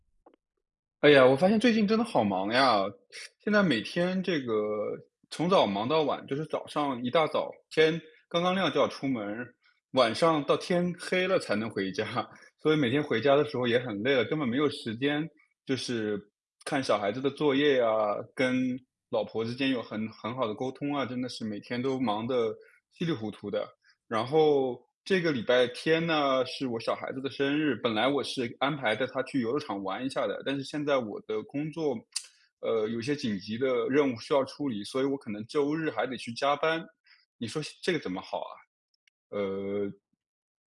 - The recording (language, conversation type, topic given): Chinese, advice, 工作和生活时间总是冲突，我该怎么安排才能兼顾两者？
- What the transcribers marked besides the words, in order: tapping; teeth sucking; chuckle; other background noise; tsk